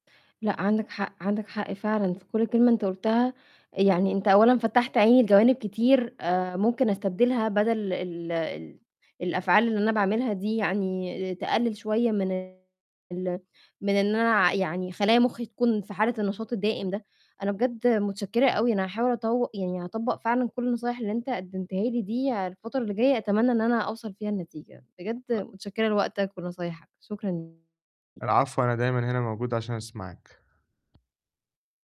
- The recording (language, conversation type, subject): Arabic, advice, إزاي أظبط روتين نوم يخلّيني أصحى نشيط وأبدأ يومي بحيوية؟
- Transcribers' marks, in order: distorted speech; unintelligible speech; tapping